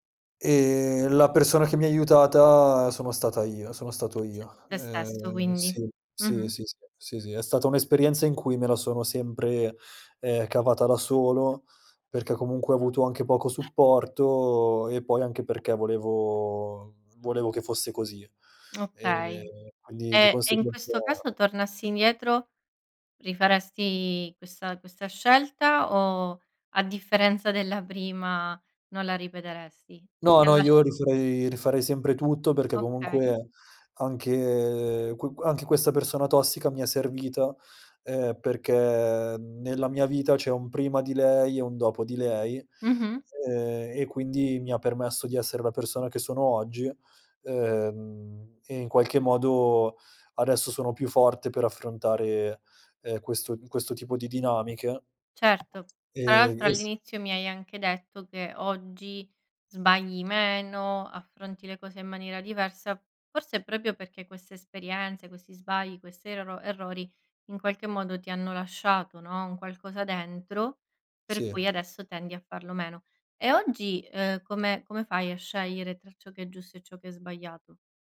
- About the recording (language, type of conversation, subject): Italian, podcast, Raccontami di una volta in cui hai sbagliato e hai imparato molto?
- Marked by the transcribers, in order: other background noise; "Cioè" said as "ceh"; tapping; "proprio" said as "propio"